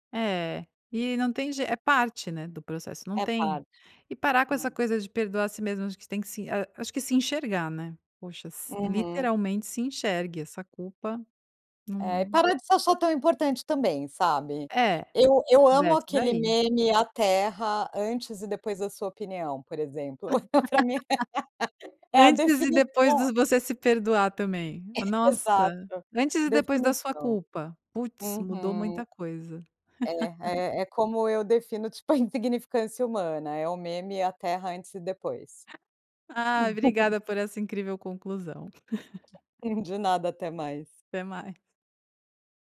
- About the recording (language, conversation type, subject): Portuguese, podcast, O que te ajuda a se perdoar?
- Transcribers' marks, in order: tapping; laugh; laughing while speaking: "Pra mim"; other noise; chuckle; laugh; laugh; laugh; chuckle